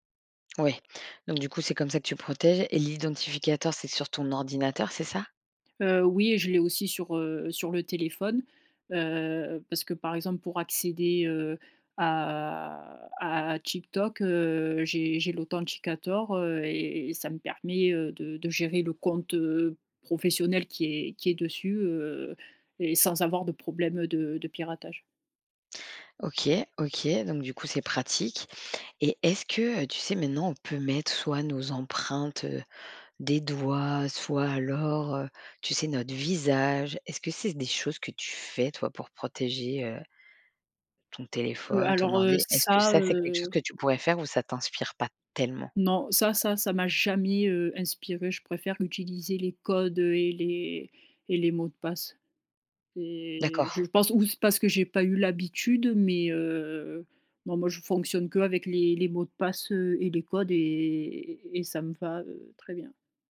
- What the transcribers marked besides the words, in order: drawn out: "à"; stressed: "fais"; stressed: "jamais"
- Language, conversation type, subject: French, podcast, Comment protéger facilement nos données personnelles, selon toi ?
- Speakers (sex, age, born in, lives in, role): female, 25-29, France, France, guest; female, 40-44, France, France, host